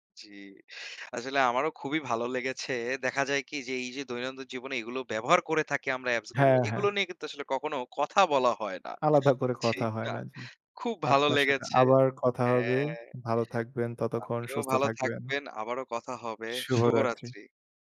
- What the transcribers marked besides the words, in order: none
- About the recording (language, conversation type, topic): Bengali, unstructured, অ্যাপগুলি আপনার জীবনে কোন কোন কাজ সহজ করেছে?